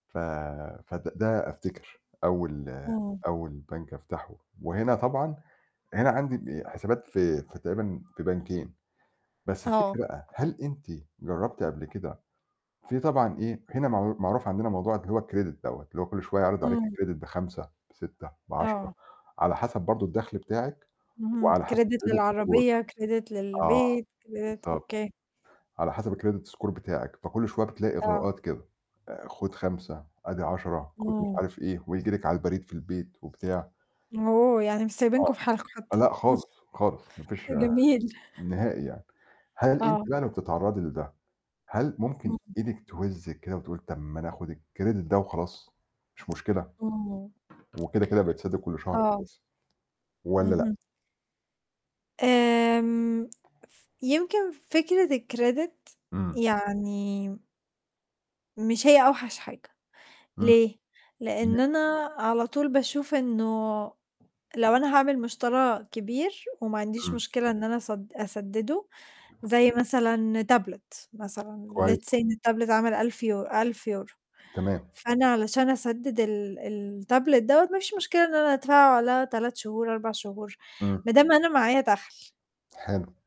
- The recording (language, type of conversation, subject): Arabic, unstructured, هل إنت شايف إن البنوك بتستغل الناس في القروض؟
- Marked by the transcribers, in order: static; tapping; in English: "الcredit"; in English: "الcredit"; in English: "الcredit score"; in English: "credit"; in English: "credit"; in English: "الcredit score"; in English: "credit"; chuckle; chuckle; in English: "الcredit"; other background noise; unintelligible speech; in English: "الcredit"; in English: "تابلت"; in English: "let's say"; in English: "التابلت"; in English: "التابلت"